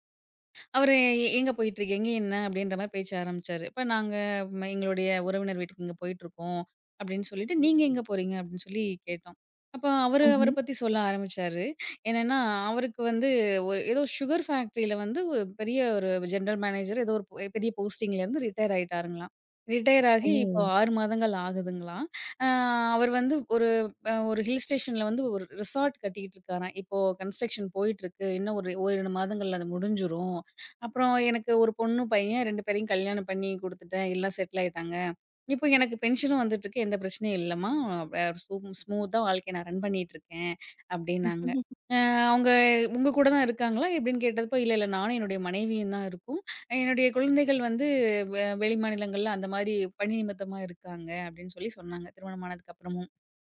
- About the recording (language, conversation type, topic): Tamil, podcast, பயணத்தில் நீங்கள் சந்தித்த ஒருவரிடமிருந்து என்ன கற்றுக் கொண்டீர்கள்?
- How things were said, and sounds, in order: in English: "சுகர் ஃபேக்ட்ரில"; in English: "ஜென்ட்ரல் மேனேஜர்"; in English: "ஹில் ஸ்டேஷன்ல"; in English: "ரிசார்ட்"; in English: "கன்ஸ்ட்ரக்ஷன்"; laugh